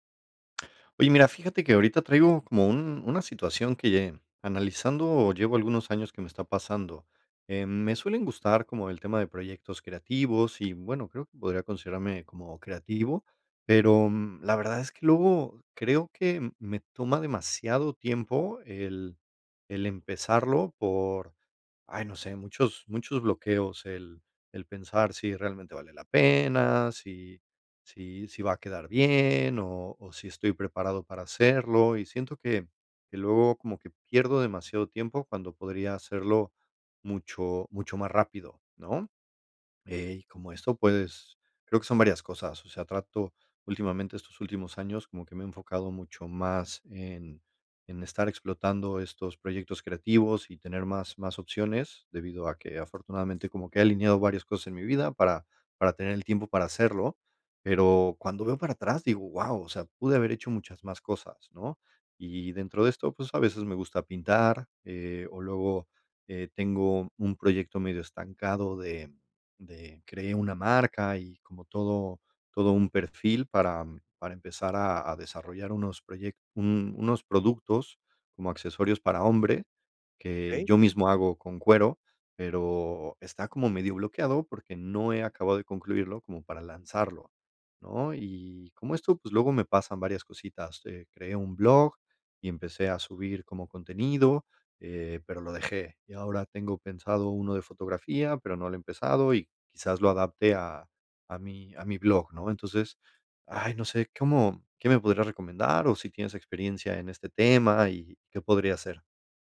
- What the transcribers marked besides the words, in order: none
- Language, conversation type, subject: Spanish, advice, ¿Cómo puedo superar el bloqueo de empezar un proyecto creativo por miedo a no hacerlo bien?